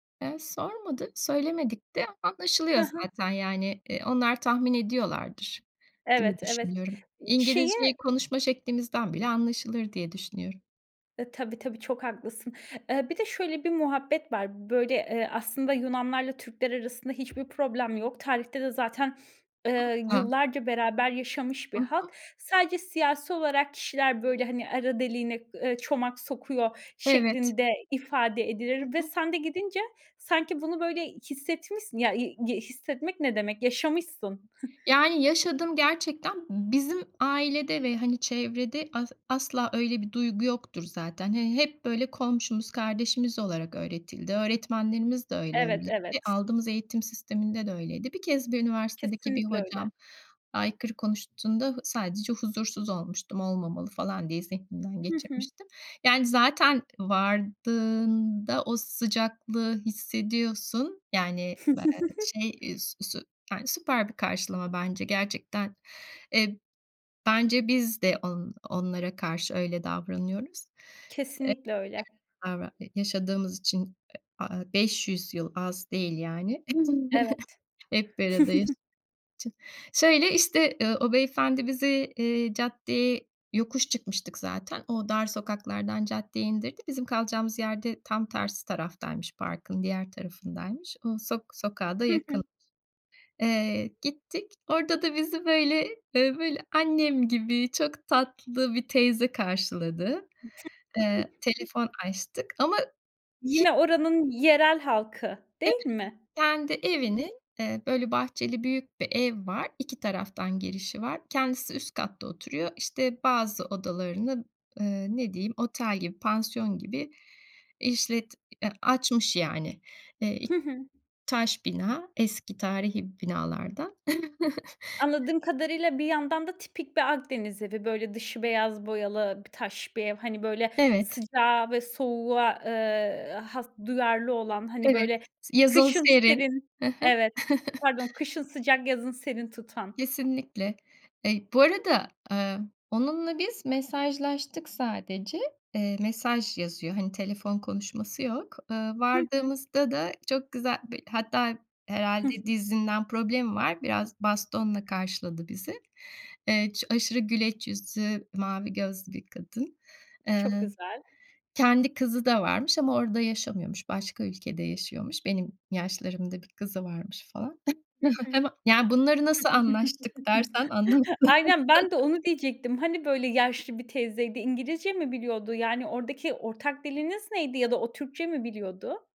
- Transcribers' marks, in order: other background noise; unintelligible speech; chuckle; chuckle; unintelligible speech; chuckle; unintelligible speech; chuckle; unintelligible speech; chuckle; chuckle; chuckle; unintelligible speech
- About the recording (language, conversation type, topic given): Turkish, podcast, Dilini bilmediğin hâlde bağ kurduğun ilginç biri oldu mu?
- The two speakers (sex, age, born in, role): female, 30-34, Turkey, host; female, 50-54, Turkey, guest